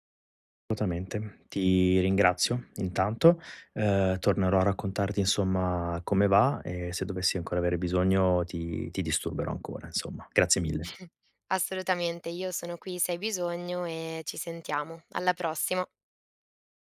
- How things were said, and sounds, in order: "Assolutamente" said as "lutamente"; chuckle
- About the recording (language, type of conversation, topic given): Italian, advice, Come posso imparare a dire di no alle richieste degli altri senza sentirmi in colpa?